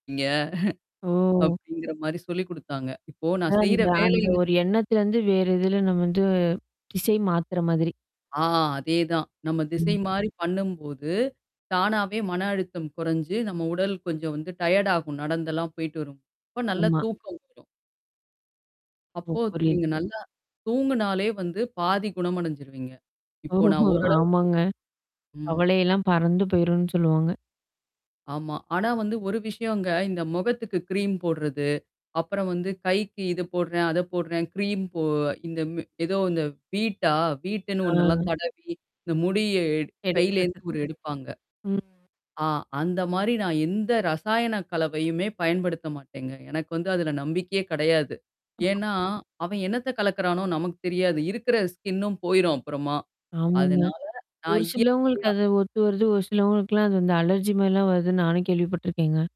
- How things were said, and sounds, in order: chuckle; static; distorted speech; mechanical hum; other background noise; in English: "டயர்ட்"; unintelligible speech; tapping; in English: "க்ரீம்"; in English: "க்ரீம்"; in English: "வீட்டா, வீட்டுன்னு"; drawn out: "ஆ"; other noise; in English: "ஸ்கின்னும்"; in English: "அலர்ஜி"
- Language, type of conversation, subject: Tamil, podcast, அடுத்த பத்து ஆண்டுகளில் உங்கள் தோற்றத்தில் என்ன மாதிரியான மாற்றங்களை நீங்கள் எதிர்பார்க்கிறீர்கள்?